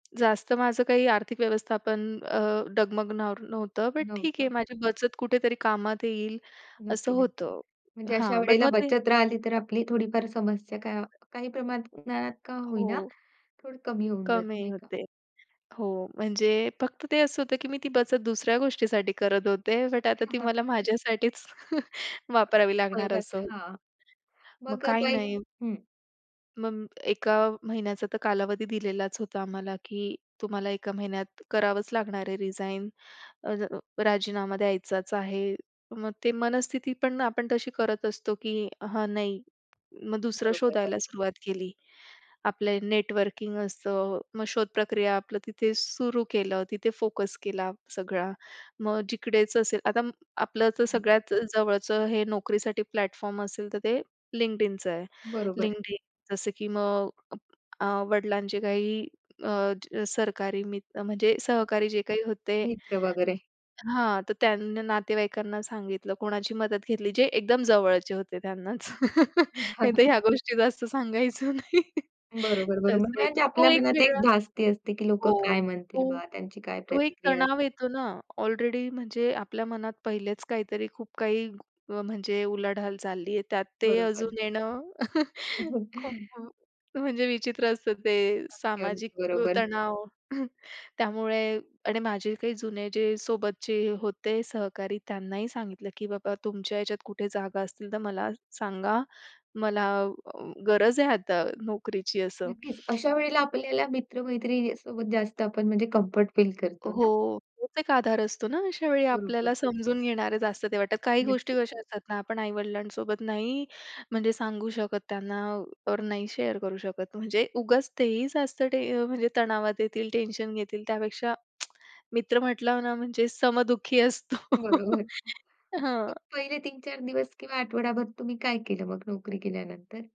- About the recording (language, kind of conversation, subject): Marathi, podcast, कधी तुमची नोकरी अचानक गेली तर तुम्ही काय केलंत?
- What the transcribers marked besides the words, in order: tapping; "डगमगणार" said as "डगमगनॉर"; unintelligible speech; other noise; chuckle; chuckle; other background noise; in English: "प्लॅटफॉर्म"; unintelligible speech; laughing while speaking: "नाहीतर ह्या गोष्टी जास्त सांगायचं नाही"; chuckle; chuckle; throat clearing; in English: "शेअर"; tsk; laugh